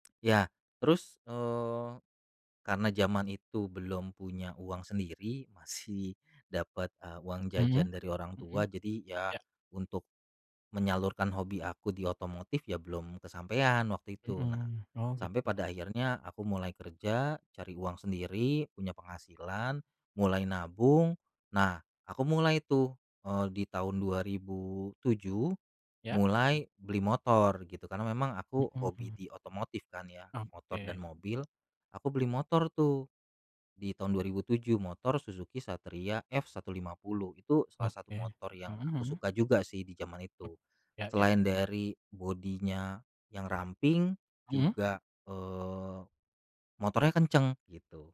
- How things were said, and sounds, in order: in English: "body-nya"
- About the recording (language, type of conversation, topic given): Indonesian, podcast, Bisa ceritakan bagaimana kamu mulai tertarik dengan hobi ini?